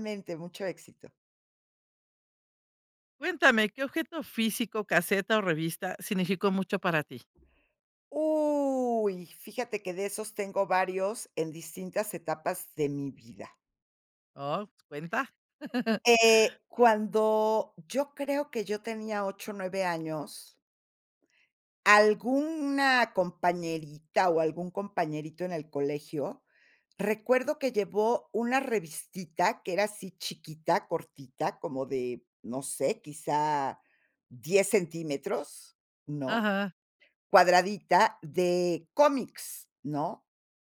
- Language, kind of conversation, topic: Spanish, podcast, ¿Qué objeto físico, como un casete o una revista, significó mucho para ti?
- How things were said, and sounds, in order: drawn out: "Uy"; tapping; chuckle